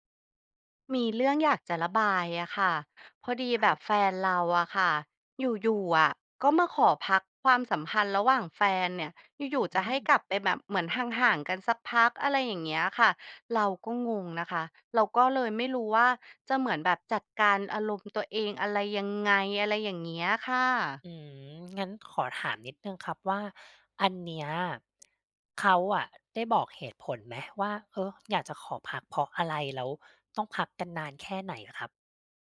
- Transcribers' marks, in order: tapping
- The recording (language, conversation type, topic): Thai, advice, จะรับมืออย่างไรเมื่อคู่ชีวิตขอพักความสัมพันธ์และคุณไม่รู้จะทำอย่างไร